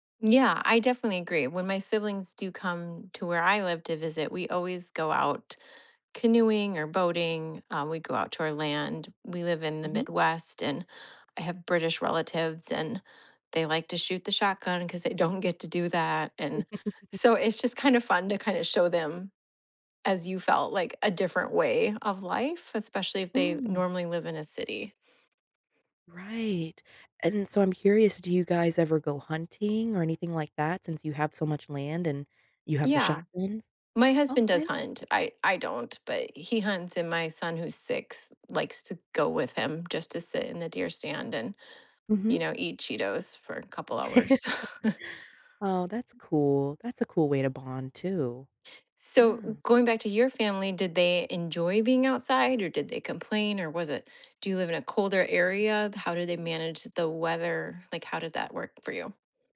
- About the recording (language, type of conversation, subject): English, unstructured, How do you usually spend time with your family?
- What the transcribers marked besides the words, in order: chuckle; laugh; chuckle; other background noise; giggle